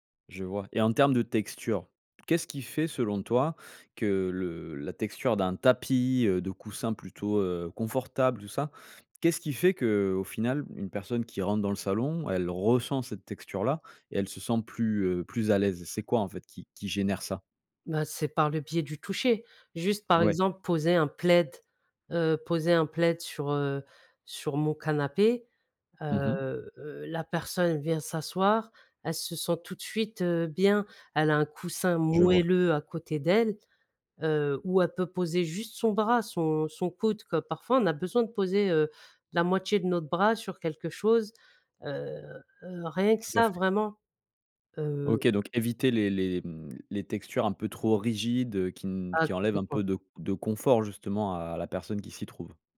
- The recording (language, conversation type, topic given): French, podcast, Comment créer une ambiance cosy chez toi ?
- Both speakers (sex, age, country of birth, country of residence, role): female, 40-44, France, France, guest; male, 35-39, France, France, host
- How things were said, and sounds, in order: none